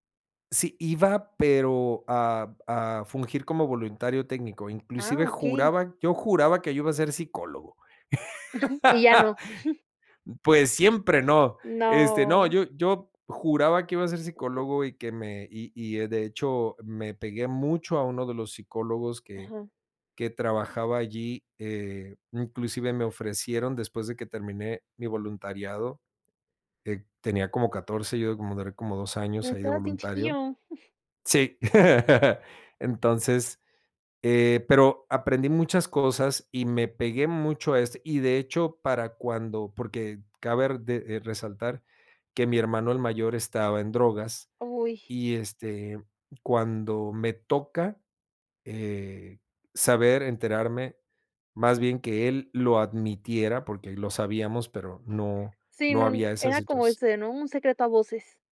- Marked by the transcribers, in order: laugh; chuckle; tapping; laugh
- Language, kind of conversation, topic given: Spanish, podcast, ¿Qué esperas de un buen mentor?